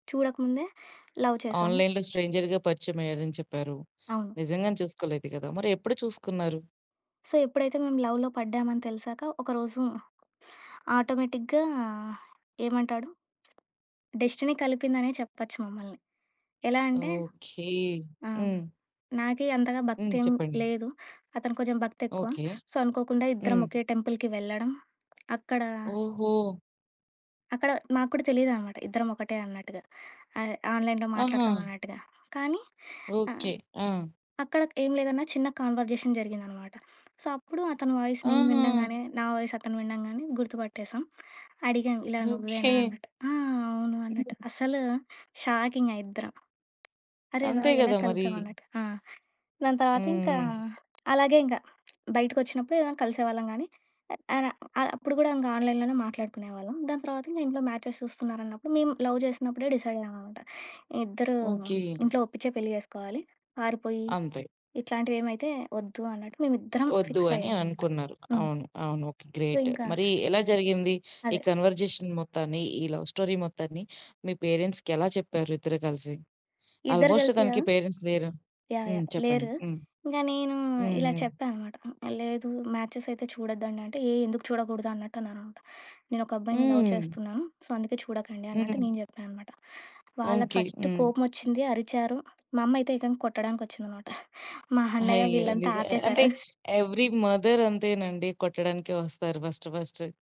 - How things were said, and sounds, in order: other background noise; in English: "లవ్"; in English: "ఆన్‌లైన్‌లో స్ట్రేంజర్‌గా"; in English: "సో"; in English: "లవ్‌లో"; in English: "ఆటోమేటిక్‌గా"; in English: "డెస్టినీ"; in English: "సో"; in English: "టెంపుల్‌కి"; in English: "ఆన్‌లైన్‌లో"; in English: "కన్వర్జేషన్"; in English: "సో"; in English: "వాయిస్"; in English: "వాయిస్"; tapping; in English: "ఆన్‌లైన్‌లోనే"; in English: "మ్యాచెస్"; in English: "లవ్"; in English: "డిసైడ్"; in English: "ఫిక్స్"; in English: "గ్రేట్"; in English: "సో"; in English: "కన్వర్జేషన్"; in English: "లవ్ స్టోరీ"; in English: "పేరెంట్స్‌కి"; in English: "ఆల్‌మోస్ట్"; in English: "పేరెంట్స్"; in English: "మ్యాచెస్"; in English: "లవ్"; in English: "సో"; in English: "ఫస్ట్"; laughing while speaking: "మా అన్నయ్య వీళ్ళంతా ఆపేశారు"; in English: "ఎవ్రి మదర్"; in English: "ఫస్ట్ ఫస్ట్"
- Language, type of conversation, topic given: Telugu, podcast, మీరు తీసుకున్న ఒక ముఖ్యమైన నిర్ణయం గురించి మీ అనుభవాన్ని చెప్పగలరా?